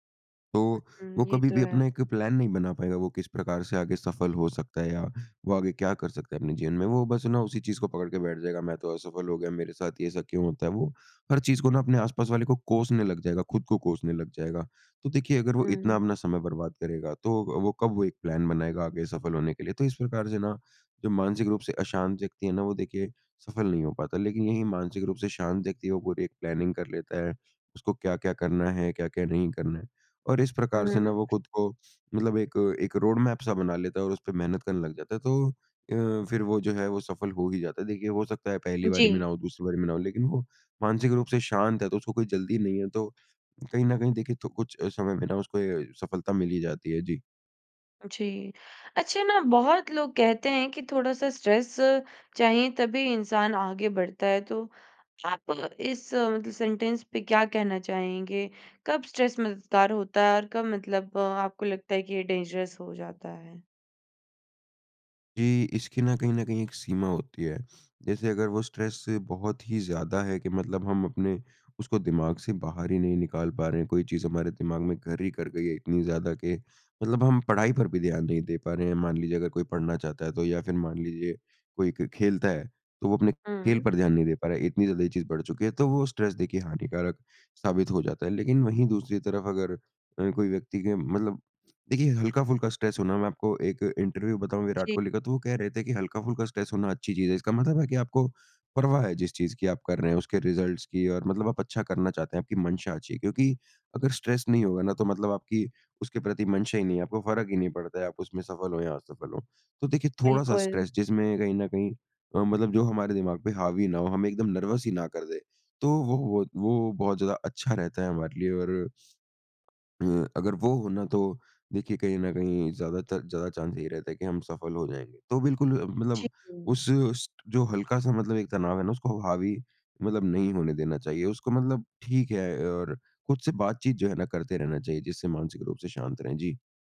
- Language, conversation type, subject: Hindi, podcast, क्या मानसिक शांति सफलता का एक अहम हिस्सा है?
- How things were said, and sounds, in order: in English: "प्लान"; in English: "प्लान"; in English: "प्लानिंग"; sniff; in English: "रोडमैप"; in English: "स्ट्रेस"; in English: "सेंटेंस"; in English: "स्ट्रेस"; in English: "डेंजरस"; in English: "स्ट्रेस"; in English: "स्ट्रेस"; in English: "स्ट्रेस"; in English: "इंटरव्यू"; in English: "स्ट्रेस"; in English: "रिज़ल्ट्स"; in English: "स्ट्रेस"; in English: "स्ट्रेस"; in English: "नर्वस"; sniff; in English: "चांस"